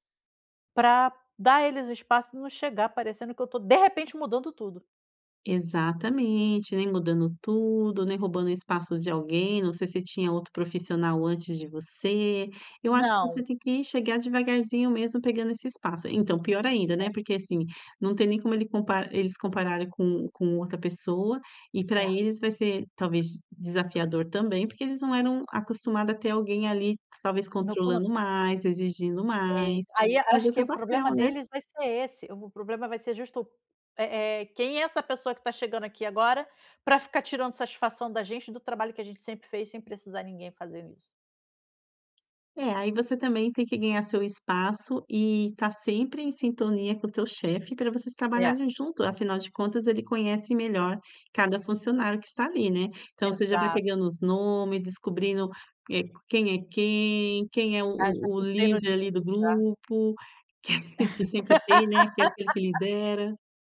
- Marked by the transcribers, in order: other background noise; unintelligible speech; tapping; chuckle; laugh
- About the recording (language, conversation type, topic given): Portuguese, advice, Como posso equilibrar apontar erros e reconhecer acertos?